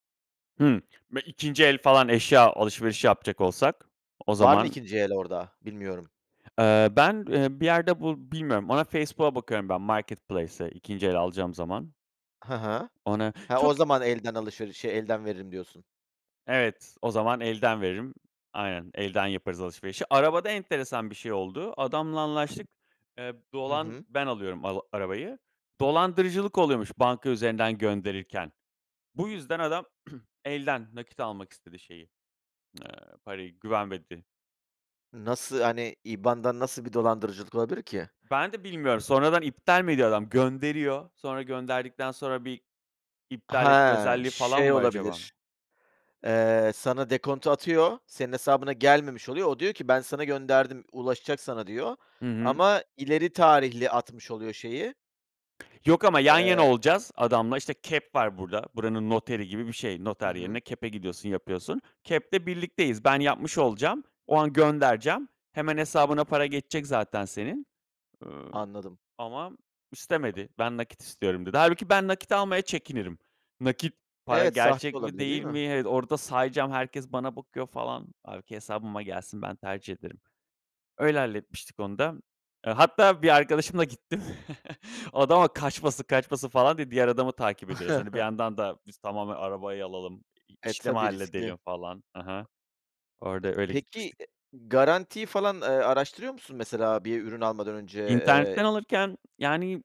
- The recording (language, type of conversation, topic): Turkish, podcast, Online alışveriş yaparken nelere dikkat ediyorsun?
- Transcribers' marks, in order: tapping; other background noise; throat clearing; chuckle; laughing while speaking: "Adama kaçmasın kaçmasın falan diye diğer adamı takip ediyoruz"; chuckle